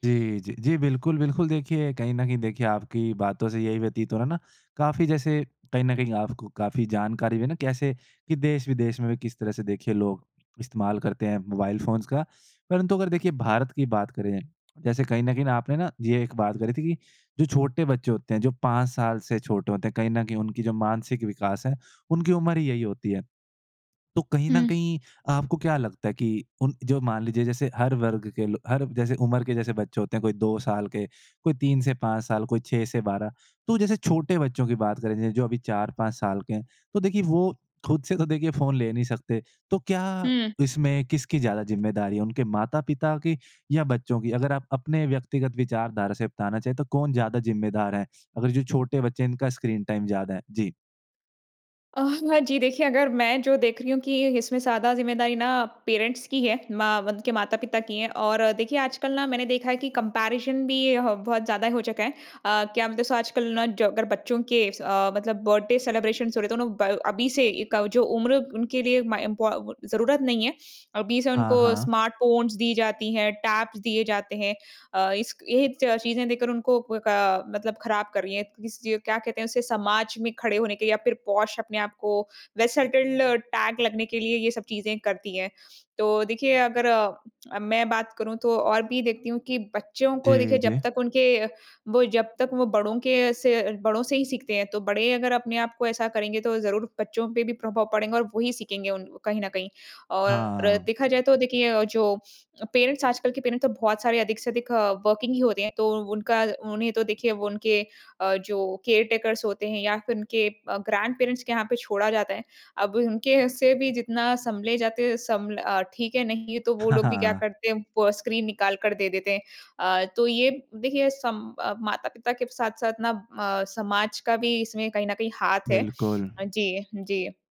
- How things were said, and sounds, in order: in English: "फ़ोन्स"; tapping; in English: "टाइम"; in English: "पेरेंट्स"; in English: "कम्पैरिज़न"; in English: "बर्थडे सेलेब्रेशन्स"; in English: "स्मार्ट फ़ोन्स"; in English: "पोश"; in English: "टैग"; in English: "पेरेंट्स"; in English: "पेरेंट्स"; in English: "वर्कींग"; in English: "केयरटेकर्स"; in English: "ग्रैंडपेरेंट्स"; chuckle
- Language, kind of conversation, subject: Hindi, podcast, बच्चों के स्क्रीन समय पर तुम क्या सलाह दोगे?